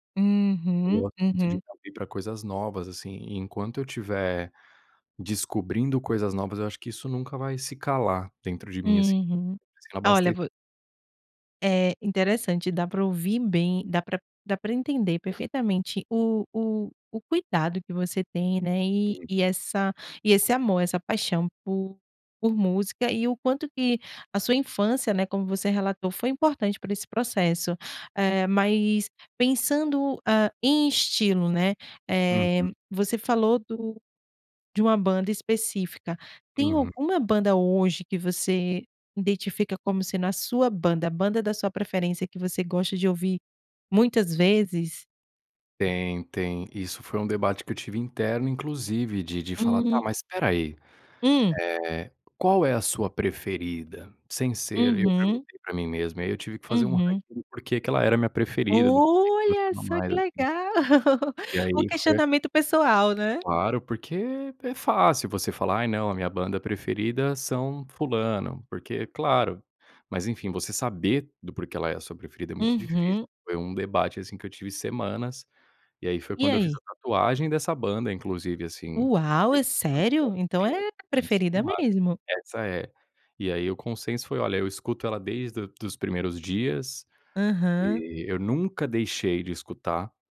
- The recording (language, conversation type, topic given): Portuguese, podcast, Que banda ou estilo musical marcou a sua infância?
- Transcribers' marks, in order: tapping; laugh; unintelligible speech